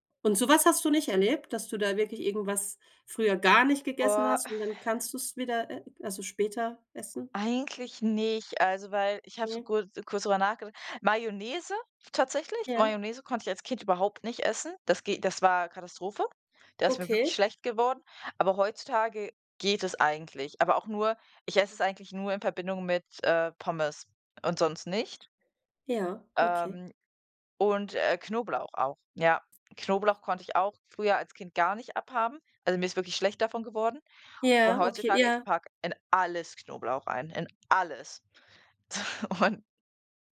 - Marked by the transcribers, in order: stressed: "gar"; groan; other background noise; chuckle
- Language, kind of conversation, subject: German, unstructured, Gibt es ein Essen, das du mit einem besonderen Moment verbindest?
- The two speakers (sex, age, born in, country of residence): female, 25-29, Germany, Germany; female, 40-44, Germany, France